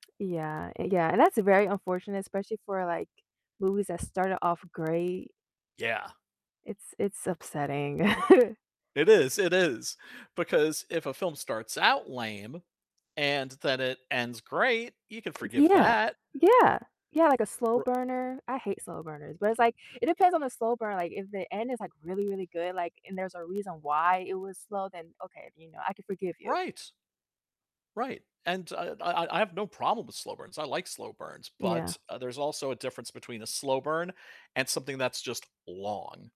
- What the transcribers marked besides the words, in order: other background noise; distorted speech; chuckle; tapping
- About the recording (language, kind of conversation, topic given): English, unstructured, How do you feel about movies that leave major questions unanswered—frustrated, intrigued, or both?
- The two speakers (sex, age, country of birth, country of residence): female, 20-24, United States, United States; male, 55-59, United States, United States